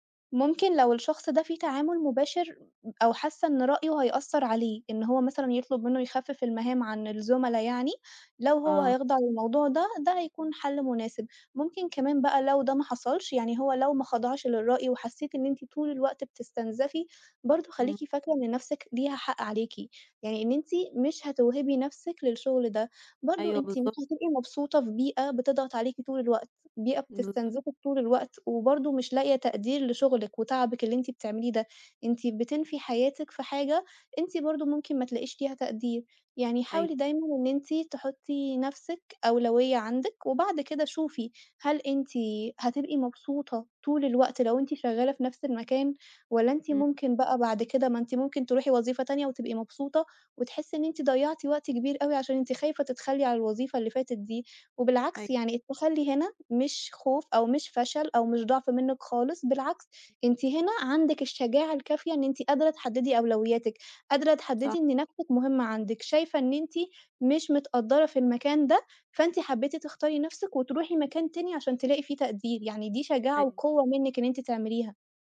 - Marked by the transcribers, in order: other noise
- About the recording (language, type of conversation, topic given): Arabic, advice, إزاي أتعامل مع ضغط الإدارة والزمايل المستمر اللي مسببلي إرهاق نفسي؟